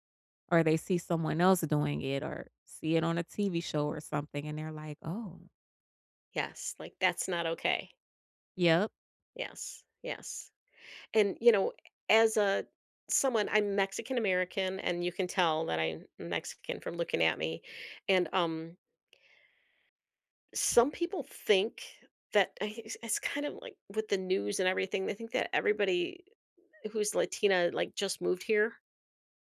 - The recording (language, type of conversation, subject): English, unstructured, How do you react when someone stereotypes you?
- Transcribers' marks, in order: tapping